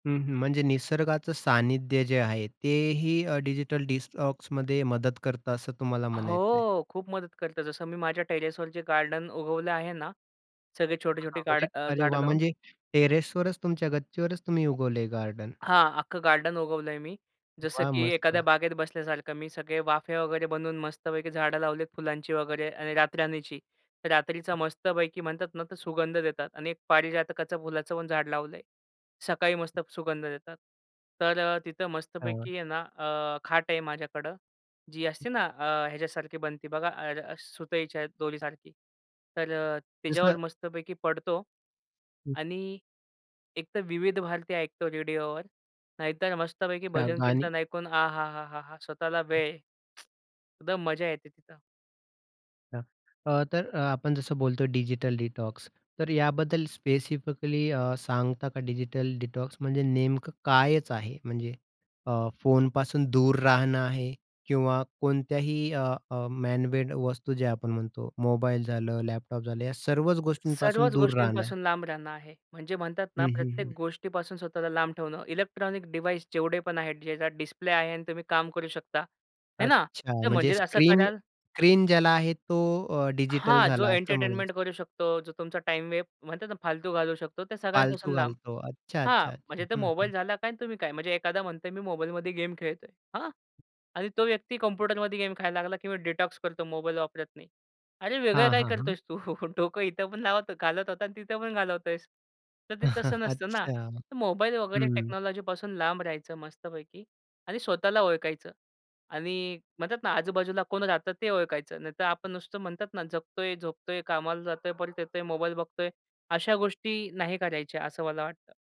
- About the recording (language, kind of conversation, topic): Marathi, podcast, तुम्हाला डिजिटल विश्रांती घ्यायला सांगितले, तर तुम्हाला कसे वाटेल?
- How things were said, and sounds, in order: in English: "डिजिटल डिसटॉक्समध्ये"; "डिटॉक्समध्ये" said as "डिसटॉक्समध्ये"; other background noise; in English: "टेरेसवर"; in English: "टेरेसवरच"; tapping; lip smack; in English: "डिजिटल डिटॉक्स"; in English: "डिजिटल डिटॉक्स"; in English: "डिव्हाइस"; in English: "डिटॉक्स"; laughing while speaking: "तू?"; chuckle; laugh; in English: "टेक्नॉलॉजीपासून"; dog barking